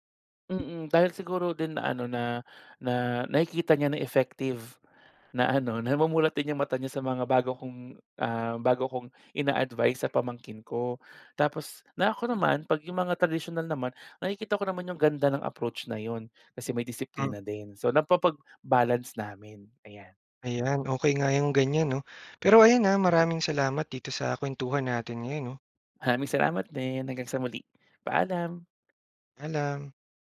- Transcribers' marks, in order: tapping; in English: "effective"; in English: "ina-advice"; in English: "napapag-balance"
- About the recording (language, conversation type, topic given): Filipino, podcast, Paano mo tinitimbang ang opinyon ng pamilya laban sa sarili mong gusto?